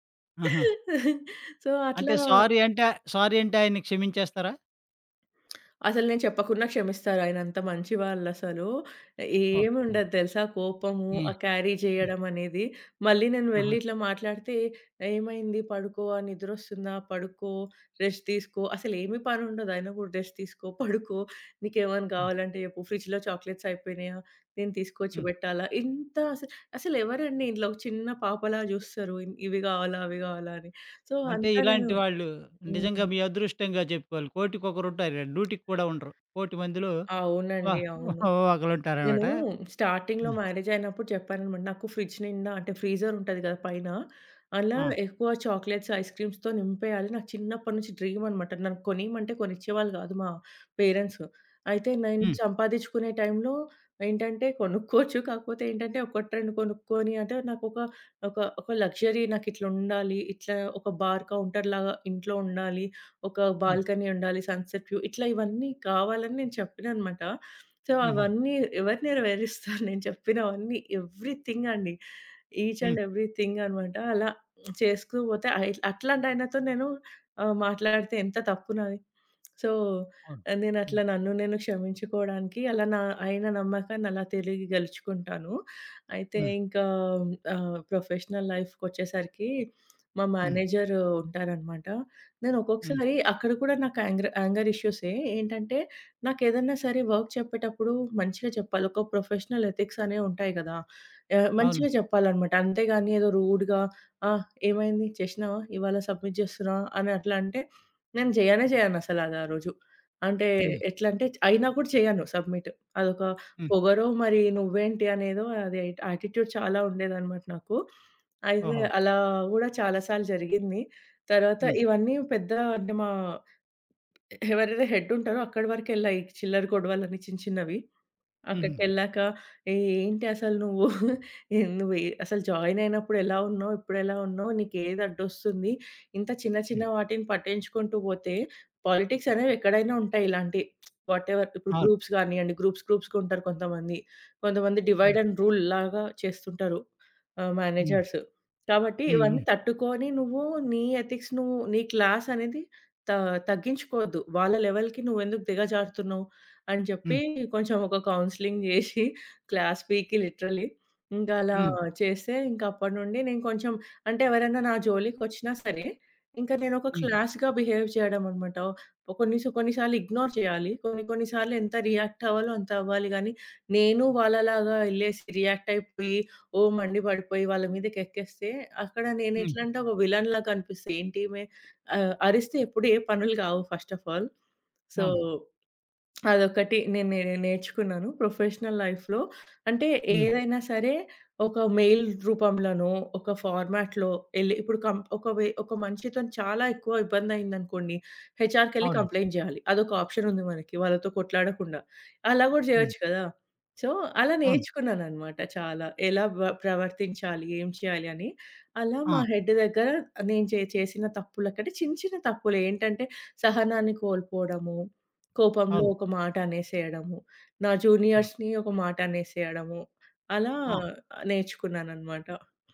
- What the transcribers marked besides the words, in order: giggle; in English: "సో"; in English: "సారీ"; in English: "సారీ"; other background noise; in English: "క్యారీ"; in English: "రెస్ట్"; in English: "రెస్ట్"; giggle; in English: "ఫ్రిడ్జ్‌లో చాక్లెట్స్"; in English: "సో"; tapping; in English: "స్టార్టింగ్‌లో"; giggle; in English: "ఫ్రిడ్జ్"; in English: "చాక్లెట్స్, ఐస్‌క్రీమ్స్‌తో"; in English: "పేరెంట్స్"; giggle; in English: "లక్సరీ"; in English: "బార్ కౌంటర్‌లాగా"; in English: "బాల్కనీ"; in English: "సన్‌సెట్ వ్యూ"; in English: "సో"; giggle; in English: "ఈచ్ అండ్ ఎవ్రీథింగ్"; lip smack; in English: "సో"; in English: "ప్రొఫెషనల్ లైఫ్‌కొచ్చేసరికి"; in English: "ఆంగ్రా ఆంగర్"; in English: "వర్క్"; in English: "ప్రొఫెషనల్"; in English: "రూడ్‌గా"; in English: "సబ్మిట్"; in English: "సబ్మిట్"; in English: "యాటిట్యూడ్"; giggle; lip smack; in English: "వాటెవర్"; in English: "గ్రూప్స్"; in English: "గ్రూప్స్ గ్రూప్స్‌గా"; in English: "డివైడ్ అండ్ రూల్"; in English: "మేనేజర్స్"; in English: "ఎథిక్స్"; in English: "లెవెల్‌కి"; in English: "కౌన్సెలింగ్"; giggle; in English: "క్లాస్"; in English: "లిటరలీ"; in English: "క్లాస్‌గా బిహేవ్"; in English: "ఇగ్నోర్"; in English: "విల్లెన్‌లా"; in English: "ఫస్ట్ ఆఫ్ ఆల్ సో"; lip smack; in English: "ప్రొఫెషనల్ లైఫ్‌లో"; in English: "మెయిల్"; in English: "ఫార్మాట్‌లో"; in English: "హెచ్‌ఆర్‌కెళ్ళి కంప్లెయింట్"; in English: "సో"; in English: "జూనియర్స్‌ని"
- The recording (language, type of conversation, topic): Telugu, podcast, మీరు తప్పు చేసినప్పుడు నమ్మకాన్ని ఎలా తిరిగి పొందగలరు?